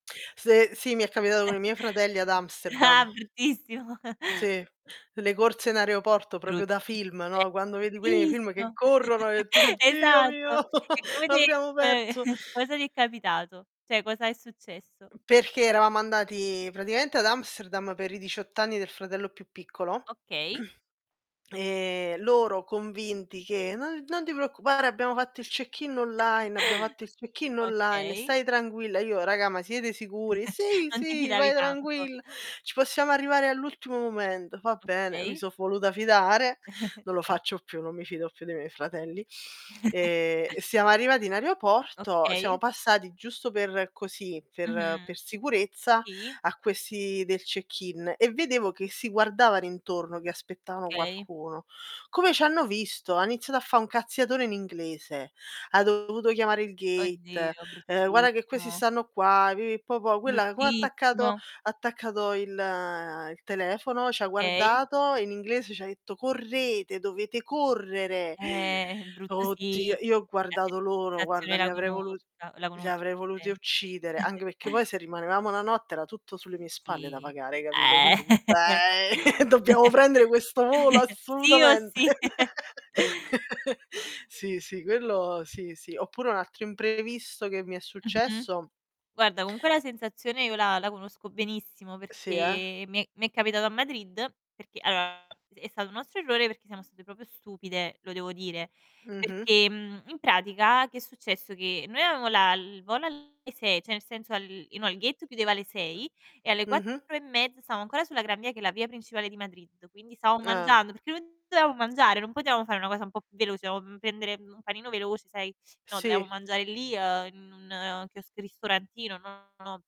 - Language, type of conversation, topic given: Italian, unstructured, Qual è il viaggio che ti ha cambiato la vita?
- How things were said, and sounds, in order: chuckle; other background noise; laughing while speaking: "Ah, bruttissimo"; chuckle; "proprio" said as "propio"; distorted speech; chuckle; put-on voice: "Dio mio l'abbiamo perso"; giggle; chuckle; "Cioè" said as "ceh"; other noise; "praticamente" said as "praticaente"; throat clearing; chuckle; chuckle; "tranquilla" said as "tranguill"; "voluta" said as "foluta"; chuckle; chuckle; "Sì" said as "i"; "Guarda" said as "guara"; "Okay" said as "kay"; gasp; unintelligible speech; chuckle; laughing while speaking: "Eh"; chuckle; chuckle; laugh; "proprio" said as "propio"; "cioè" said as "ceh"; "stavamo" said as "stamo"; unintelligible speech; "dovevamo" said as "doveamo"; "dovevamo" said as "doam"